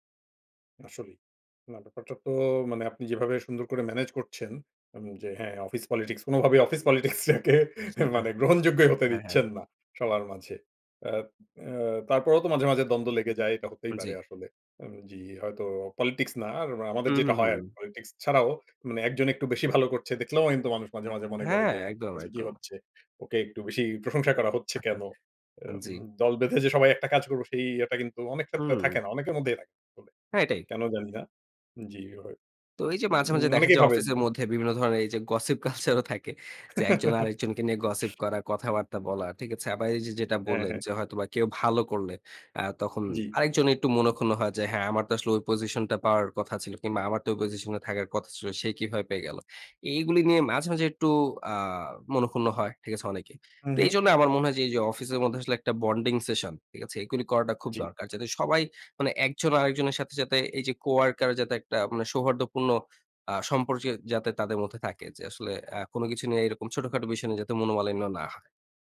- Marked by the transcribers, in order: laughing while speaking: "পলিটিক্সটাকে মানে গ্রহণযোগ্যই হতে দিচ্ছেন না"; other background noise; chuckle; in English: "গসিপ কালচার"; laughing while speaking: "কালচার"; chuckle; tapping; in English: "বন্ডিং সেশন"; in English: "কো-ওয়ার্কার"; "সম্পর্কে" said as "সম্পর্যে"
- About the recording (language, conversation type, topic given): Bengali, podcast, কীভাবে দলের মধ্যে খোলামেলা যোগাযোগ রাখা যায়?